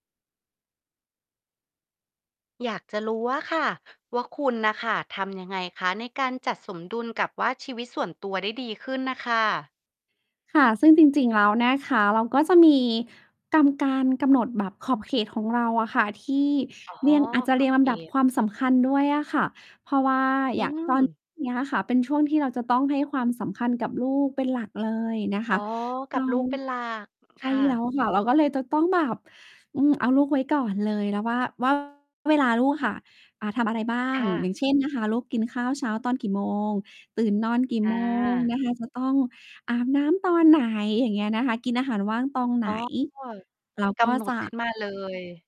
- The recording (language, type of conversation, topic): Thai, podcast, เราจะทำอย่างไรให้มีสมดุลระหว่างงานกับชีวิตส่วนตัวดีขึ้น?
- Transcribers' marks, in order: mechanical hum; distorted speech; "ใช่" said as "ใข้"; other background noise